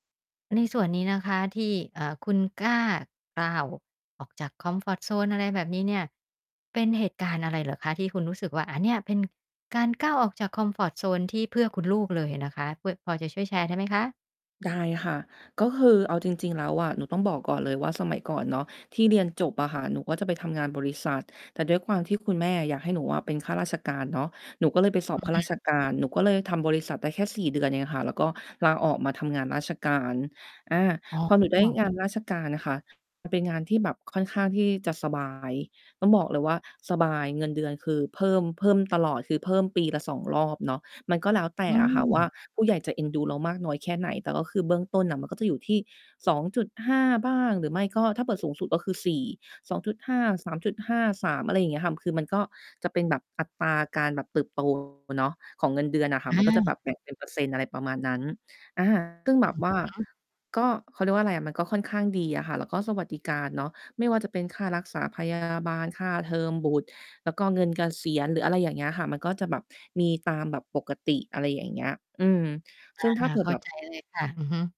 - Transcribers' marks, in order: mechanical hum; other background noise; distorted speech
- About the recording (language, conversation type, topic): Thai, podcast, อะไรคือเหตุผลหรือจุดเปลี่ยนที่ทำให้คุณกล้าก้าวออกจากพื้นที่ปลอดภัยของตัวเอง?